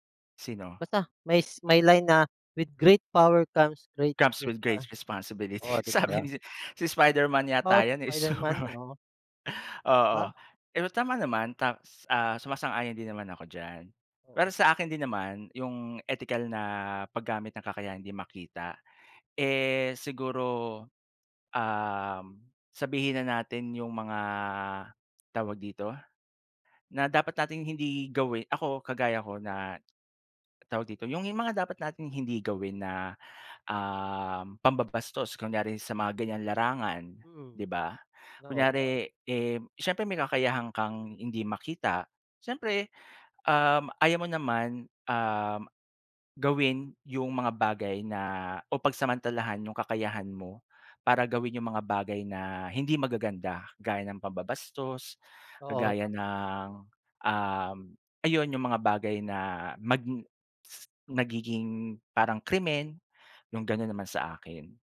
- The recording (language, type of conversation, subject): Filipino, unstructured, Kung kaya mong maging hindi nakikita, paano mo ito gagamitin?
- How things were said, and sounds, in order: in English: "With great power comes great response"; in English: "Comes with great responsibility"; laughing while speaking: "sabi ni si Spiderman yata yan eh, si Superman"; in English: "ethical"; unintelligible speech